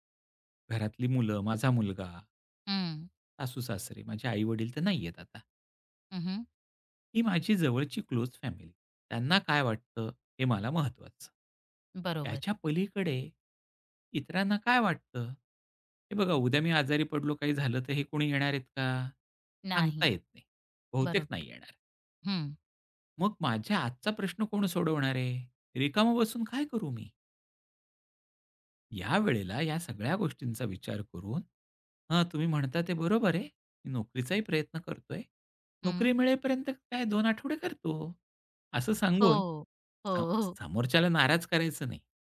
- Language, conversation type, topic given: Marathi, podcast, इतरांचं ऐकूनही ठाम कसं राहता?
- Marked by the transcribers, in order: tapping; other noise